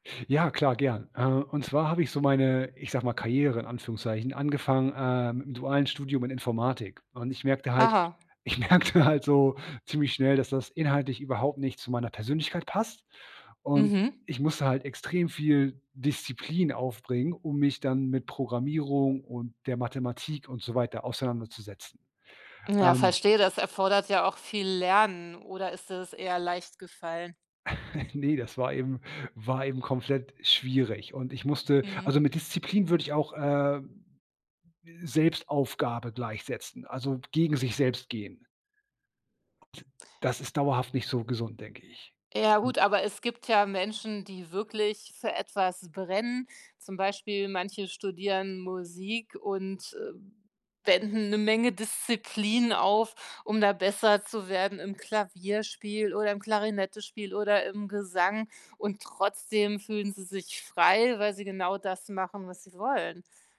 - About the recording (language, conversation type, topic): German, podcast, Wie findest du die Balance zwischen Disziplin und Freiheit?
- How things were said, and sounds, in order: laughing while speaking: "ich merkte halt"; chuckle; other noise